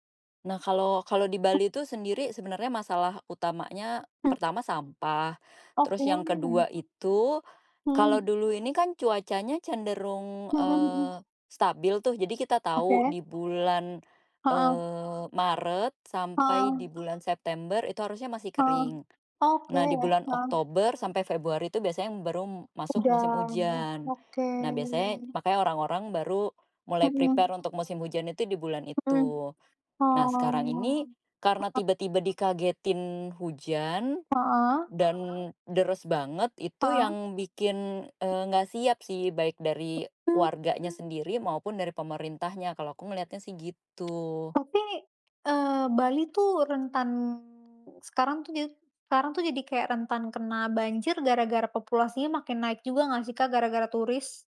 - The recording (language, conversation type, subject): Indonesian, unstructured, Bagaimana menurutmu perubahan iklim memengaruhi kehidupan sehari-hari?
- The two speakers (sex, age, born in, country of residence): female, 20-24, Indonesia, Indonesia; female, 35-39, Indonesia, Indonesia
- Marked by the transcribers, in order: other background noise; in English: "prepare"; other noise; tapping